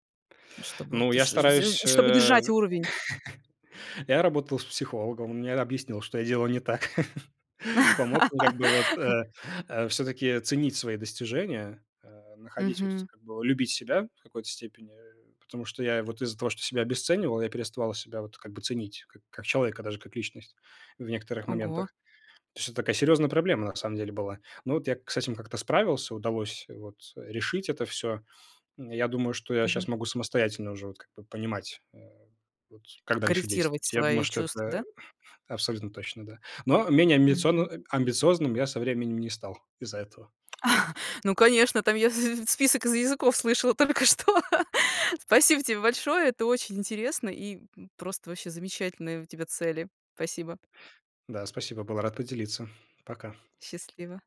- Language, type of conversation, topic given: Russian, podcast, Как менялись твои амбиции с годами?
- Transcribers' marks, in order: chuckle; chuckle; laugh; throat clearing; chuckle; laughing while speaking: "только что"; chuckle; "Спасибо" said as "пасибо"